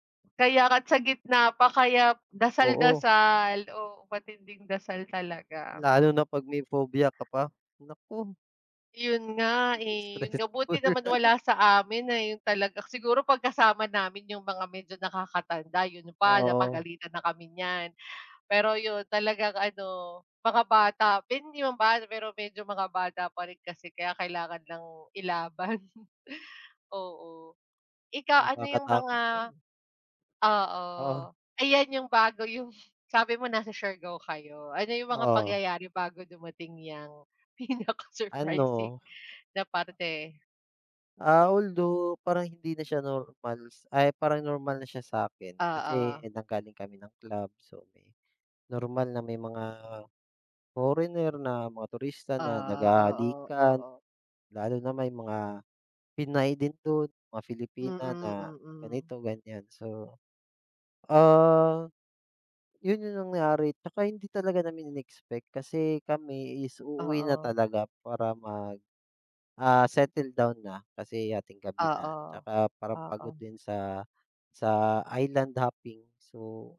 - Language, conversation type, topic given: Filipino, unstructured, Ano ang pinakanakagugulat na nangyari sa iyong paglalakbay?
- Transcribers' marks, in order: in English: "phobia"; laughing while speaking: "Stressful"; laughing while speaking: "ilaban"; laughing while speaking: "pinaka-surprising"; in English: "island hopping"